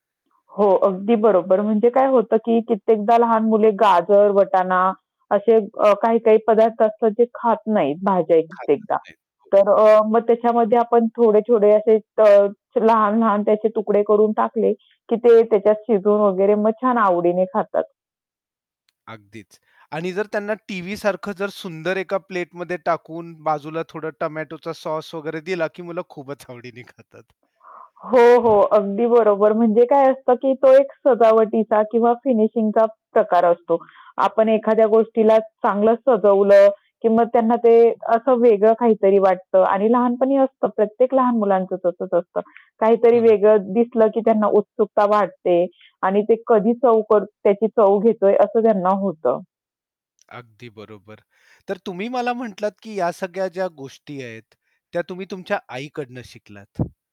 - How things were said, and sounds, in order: static; distorted speech; tapping; other background noise; laughing while speaking: "आवडीने खातात"; other noise
- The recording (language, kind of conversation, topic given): Marathi, podcast, घरच्या साध्या जेवणाची चव लगेचच उठावदार करणारी छोटी युक्ती कोणती आहे?